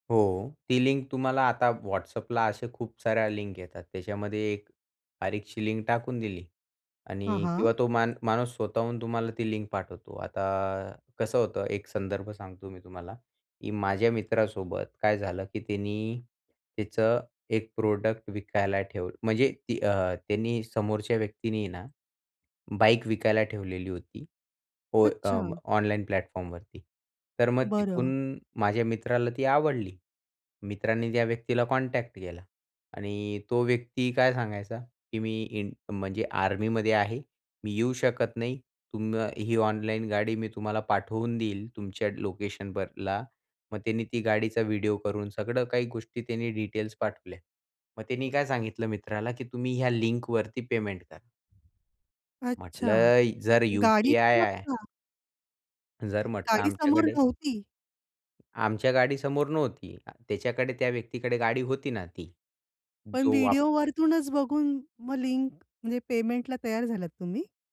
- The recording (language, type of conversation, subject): Marathi, podcast, डिजिटल पेमेंट्सवर तुमचा विश्वास किती आहे?
- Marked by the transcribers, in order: other background noise; tapping; in English: "प्रोडक्ट"; in English: "प्लॅटफॉर्मवरती"; in English: "कॉन्टॅक्ट"